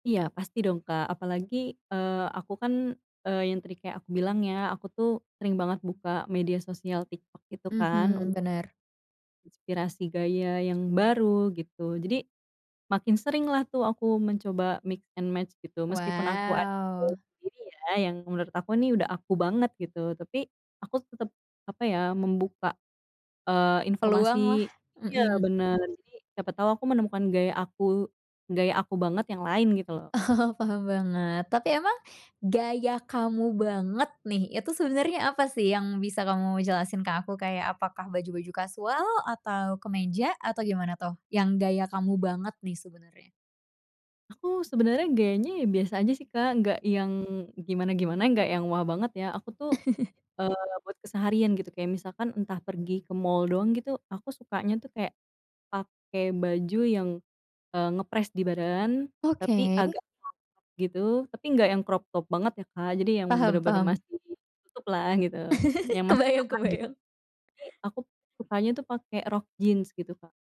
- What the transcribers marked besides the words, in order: tapping; in English: "mix and match"; drawn out: "Wow"; laughing while speaking: "Oh oh"; chuckle; in English: "crop top"; in English: "crop top"; chuckle; laughing while speaking: "Kebayang kebayang"
- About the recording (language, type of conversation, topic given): Indonesian, podcast, Dari mana biasanya kamu mencari inspirasi gaya?